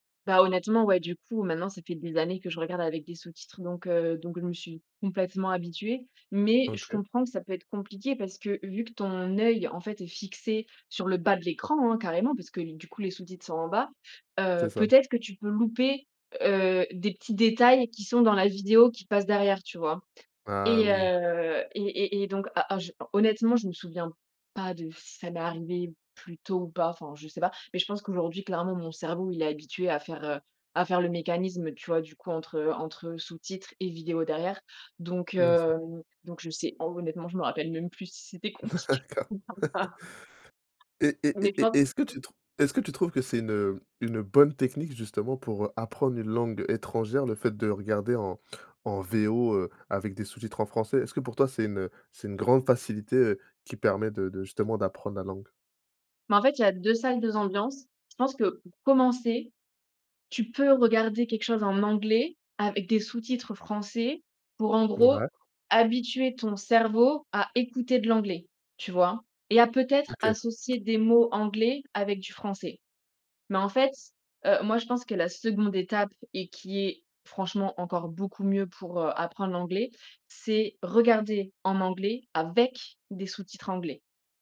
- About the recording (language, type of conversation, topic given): French, podcast, Tu regardes les séries étrangères en version originale sous-titrée ou en version doublée ?
- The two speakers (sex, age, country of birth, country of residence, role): female, 25-29, France, France, guest; male, 30-34, France, France, host
- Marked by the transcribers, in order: other background noise; laughing while speaking: "D'accord"; laugh; laughing while speaking: "compliqué"; unintelligible speech; tapping; stressed: "avec"